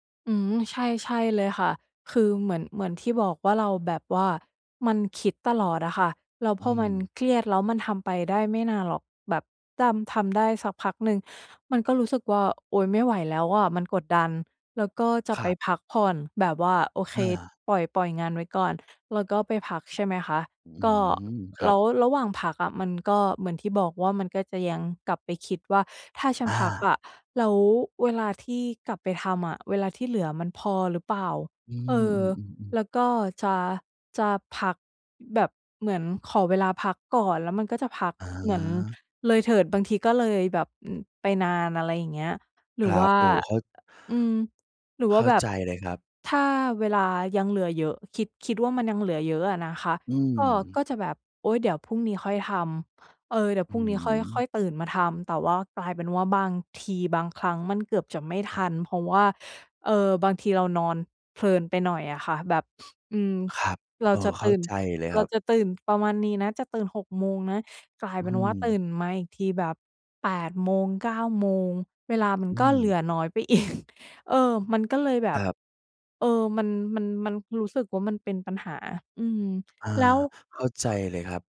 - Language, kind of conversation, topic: Thai, advice, ฉันจะเลิกนิสัยผัดวันประกันพรุ่งและฝึกให้รับผิดชอบมากขึ้นได้อย่างไร?
- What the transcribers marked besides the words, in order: other noise; sniff; laughing while speaking: "อีก"